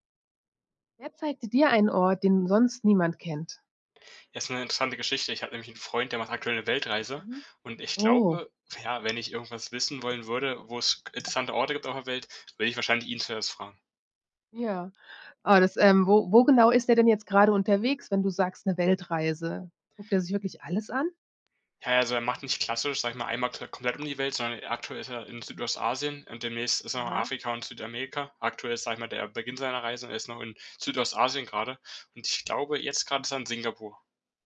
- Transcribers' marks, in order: anticipating: "oh"
- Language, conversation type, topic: German, podcast, Wer hat dir einen Ort gezeigt, den sonst niemand kennt?